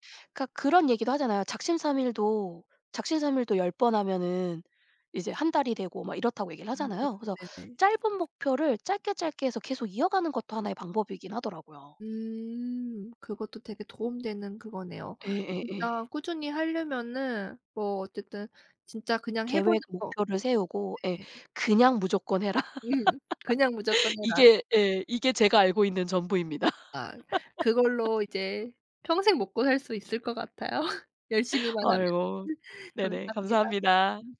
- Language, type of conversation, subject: Korean, podcast, 꾸준히 하는 비결은 뭐예요?
- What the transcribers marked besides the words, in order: other background noise; tapping; laugh; laughing while speaking: "전부입니다"; laugh; laughing while speaking: "같아요"; laugh; other noise